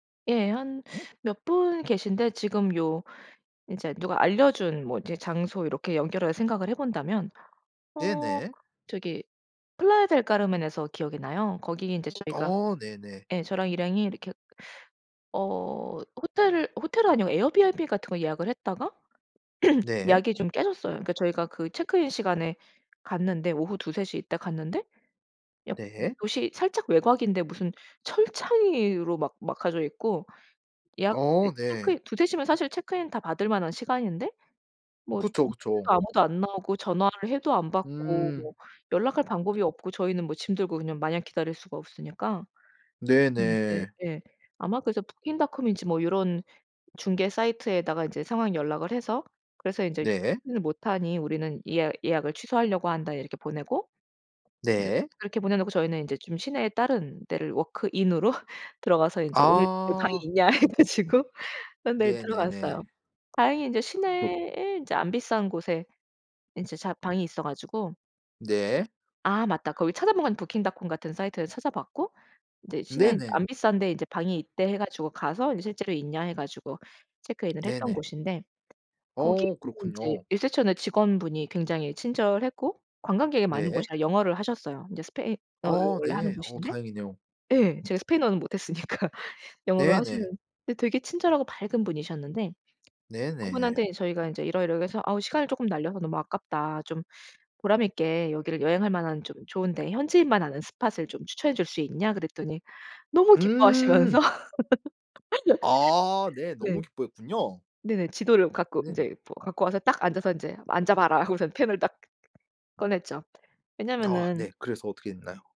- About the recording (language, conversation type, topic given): Korean, podcast, 관광지에서 우연히 만난 사람이 알려준 숨은 명소가 있나요?
- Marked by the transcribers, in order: other background noise; tapping; throat clearing; unintelligible speech; laughing while speaking: "워크인으로"; in English: "워크인으로"; laughing while speaking: "해 가지고"; laughing while speaking: "못했으니까"; laughing while speaking: "너무 기뻐하시면서"; laugh